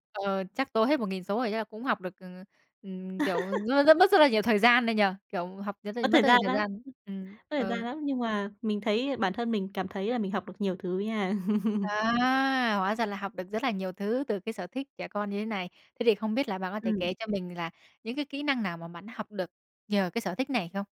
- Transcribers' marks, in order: laugh; laugh; tapping
- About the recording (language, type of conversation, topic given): Vietnamese, podcast, Bạn học được kỹ năng quan trọng nào từ một sở thích thời thơ ấu?
- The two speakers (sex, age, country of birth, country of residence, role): female, 20-24, Vietnam, France, guest; female, 20-24, Vietnam, Vietnam, host